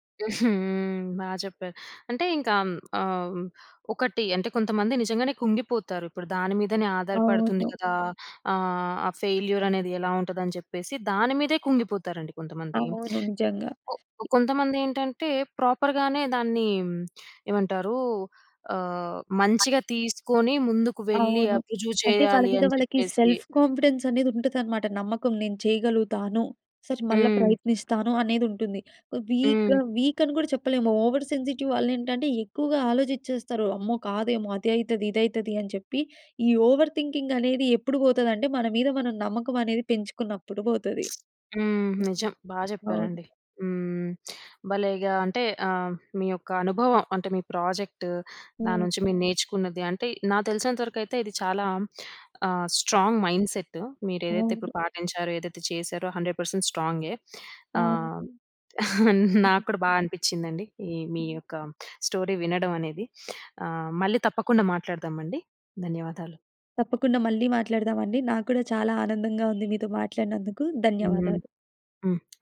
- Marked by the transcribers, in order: chuckle; other background noise; tapping; in English: "ఫెయిల్యూర్"; in English: "ప్రోపర్"; other noise; in English: "సెల్ఫ్ కాన్ఫిడెన్స్"; in English: "వీక్‌గా వీక్"; in English: "ఓవర్ సెన్సిటివ్"; in English: "ఓవర్ థింకింగ్"; lip smack; in English: "స్ట్రాంగ్ మైండ్సెట్"; in English: "హండ్రెడ్ పర్సెంట్"; chuckle; in English: "స్టోరీ"; horn
- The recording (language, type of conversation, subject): Telugu, podcast, ఒక ప్రాజెక్టు విఫలమైన తర్వాత పాఠాలు తెలుసుకోడానికి మొదట మీరు ఏం చేస్తారు?